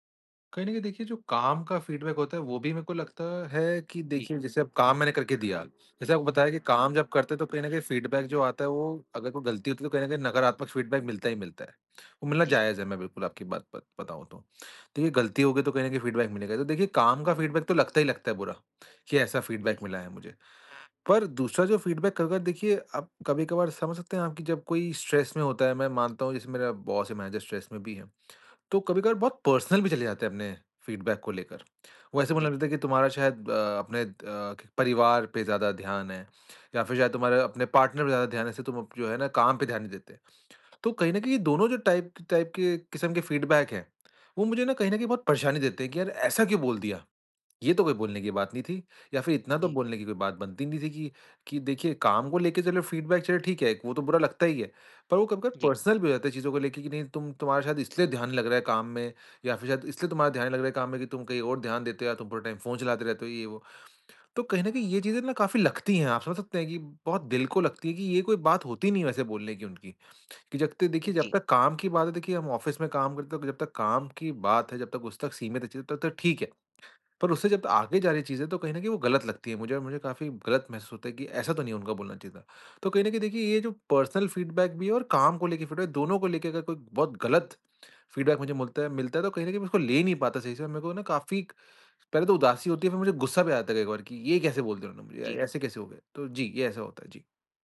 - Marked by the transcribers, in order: in English: "फ़ीडबैक"; in English: "फ़ीडबैक"; in English: "फ़ीडबैक"; in English: "फ़ीडबैक"; in English: "फ़ीडबैक"; in English: "फ़ीडबैक"; other background noise; in English: "फ़ीडबैक"; in English: "स्ट्रेस"; in English: "बॉस"; in English: "मैनेजर स्ट्रेस"; in English: "पर्सनल"; in English: "फ़ीडबैक"; in English: "पार्टनर"; in English: "टाइप टाइप"; in English: "फ़ीडबैक"; in English: "फ़ीडबैक"; in English: "पर्सनल"; in English: "टाइम"; horn; in English: "ऑफिस"; in English: "पर्सनल फ़ीडबैक"; in English: "फ़ीडबैक"; in English: "फ़ीडबैक"
- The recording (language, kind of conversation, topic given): Hindi, advice, मैं बिना रक्षात्मक हुए फीडबैक कैसे स्वीकार कर सकता/सकती हूँ?